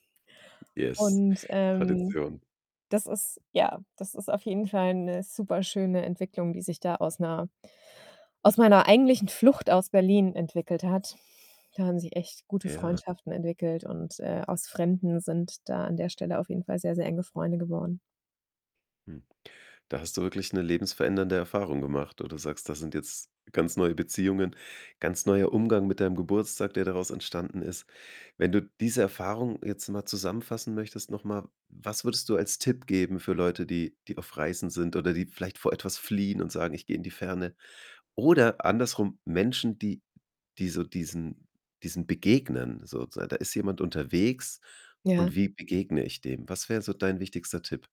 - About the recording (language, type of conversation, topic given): German, podcast, Wie hat eine Begegnung mit einer fremden Person deine Reise verändert?
- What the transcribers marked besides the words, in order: other background noise; in English: "Yes"